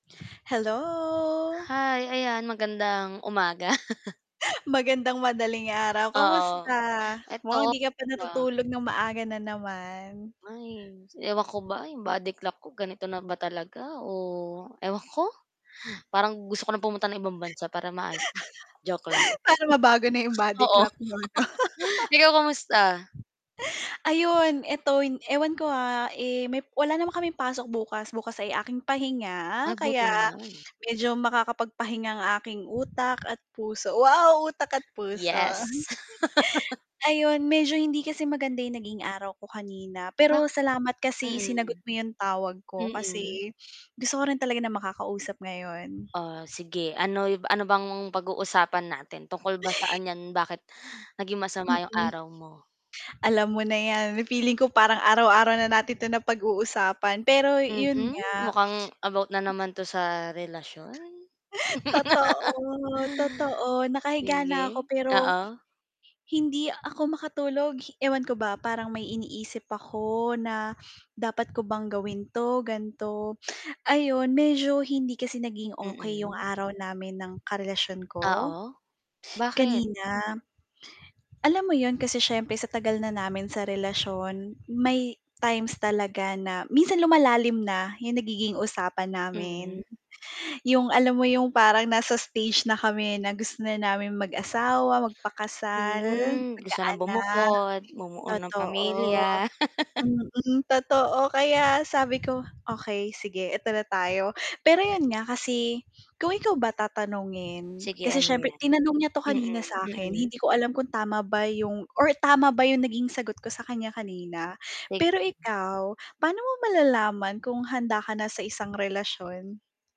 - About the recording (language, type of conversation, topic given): Filipino, unstructured, Ano ang mga palatandaan na handa ka na sa isang seryosong relasyon at paano mo pinananatiling masaya ito araw-araw?
- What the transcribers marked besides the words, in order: static; drawn out: "Hello"; laughing while speaking: "umaga"; unintelligible speech; mechanical hum; other background noise; distorted speech; chuckle; chuckle; laugh; joyful: "wow utak at puso"; chuckle; tapping; laugh; chuckle